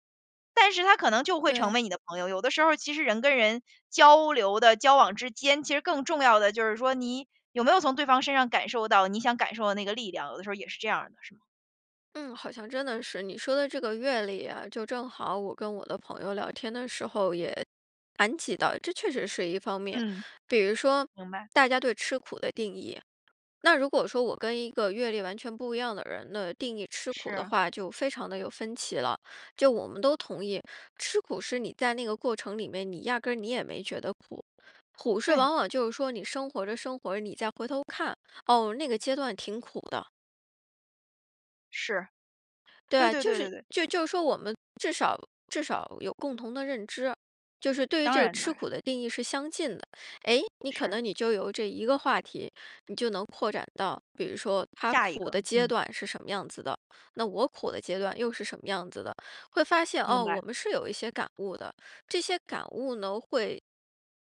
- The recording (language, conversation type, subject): Chinese, podcast, 你觉得什么样的人才算是真正的朋友？
- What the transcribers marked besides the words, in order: other background noise